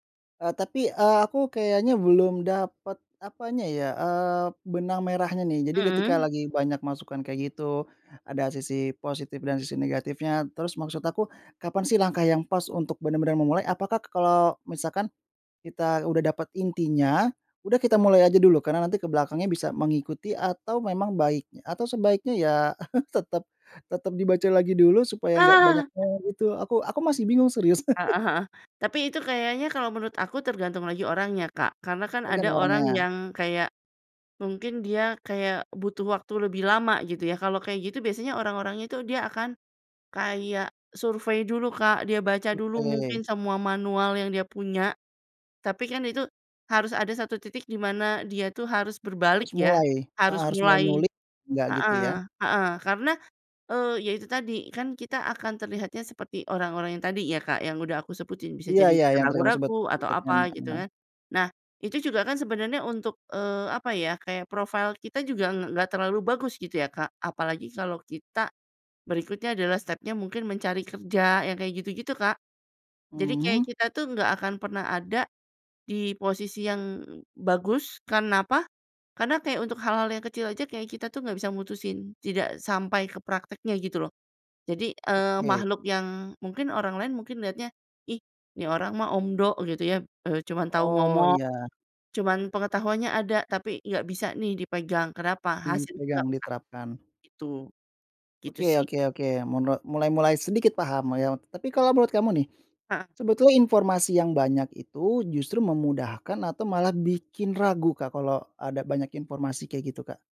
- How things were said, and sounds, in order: chuckle; chuckle; other background noise; chuckle; unintelligible speech
- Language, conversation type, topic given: Indonesian, podcast, Kapan kamu memutuskan untuk berhenti mencari informasi dan mulai praktik?